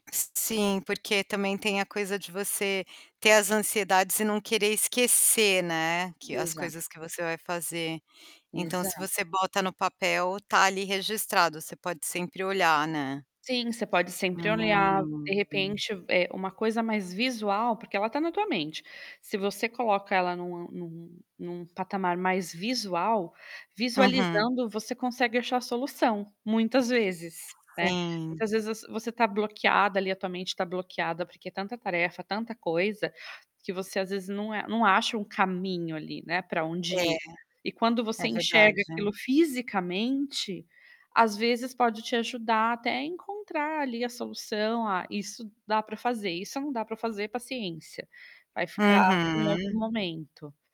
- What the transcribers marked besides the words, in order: static; distorted speech; drawn out: "Hum"; tapping
- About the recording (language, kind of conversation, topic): Portuguese, advice, Como posso acalmar a mente antes de dormir?